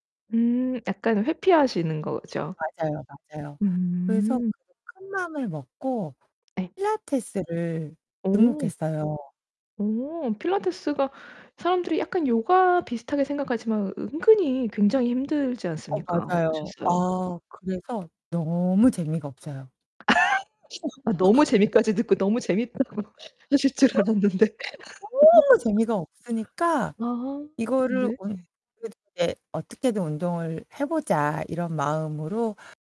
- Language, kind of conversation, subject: Korean, advice, 운동할 동기가 부족해서 자꾸 미루게 될 때 어떻게 하면 좋을까요?
- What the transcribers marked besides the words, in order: static; tapping; distorted speech; laugh; laugh